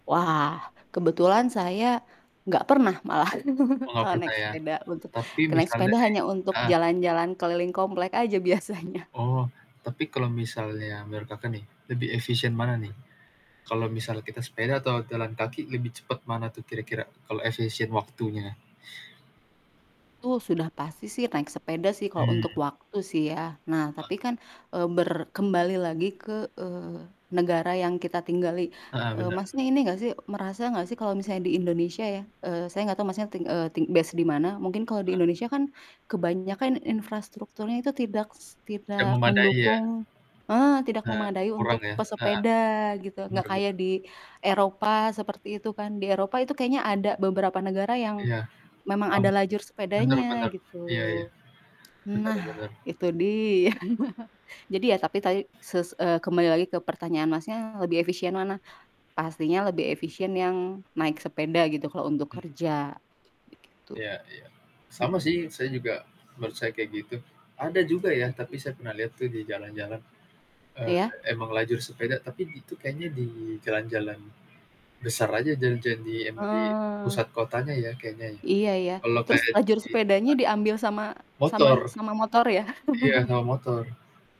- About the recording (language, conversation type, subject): Indonesian, unstructured, Apa yang membuat Anda lebih memilih bersepeda daripada berjalan kaki?
- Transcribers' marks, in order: static; chuckle; laughing while speaking: "biasanya"; distorted speech; other background noise; mechanical hum; in English: "based"; tapping; chuckle; chuckle